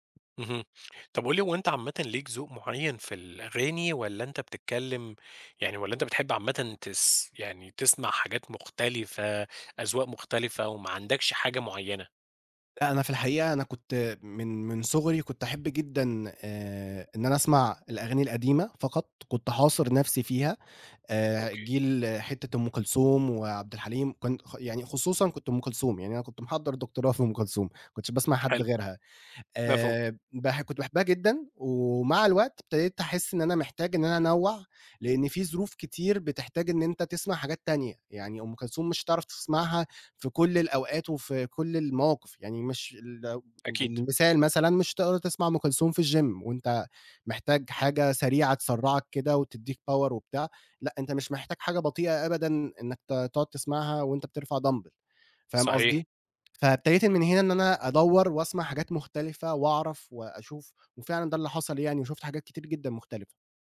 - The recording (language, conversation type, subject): Arabic, podcast, إزاي بتكتشف موسيقى جديدة عادة؟
- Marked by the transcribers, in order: other background noise; in English: "الgym"; in English: "power"; in English: "دامبل"